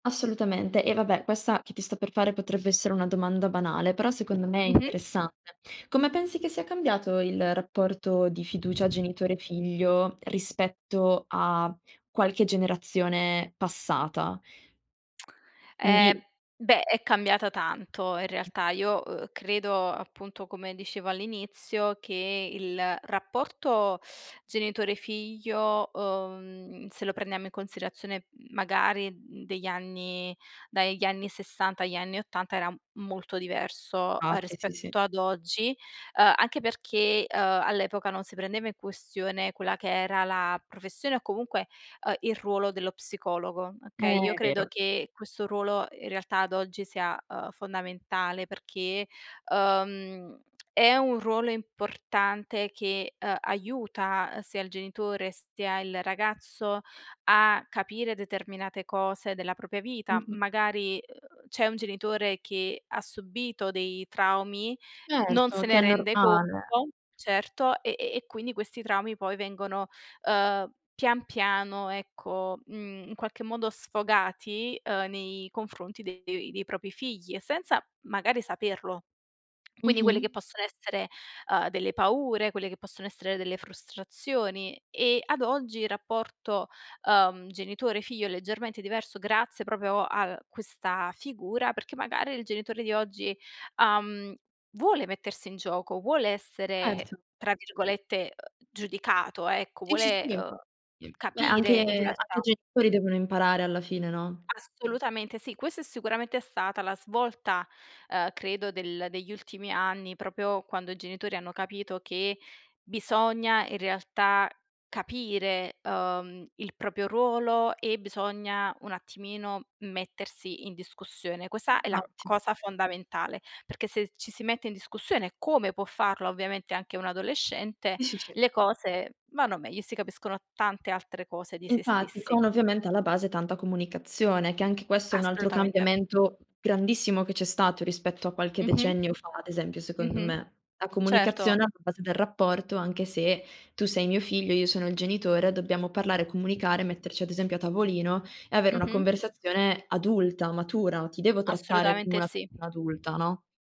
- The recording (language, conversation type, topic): Italian, podcast, Come si costruisce la fiducia tra genitori e adolescenti?
- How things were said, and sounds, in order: other background noise; tapping; teeth sucking; unintelligible speech; drawn out: "uhm"; unintelligible speech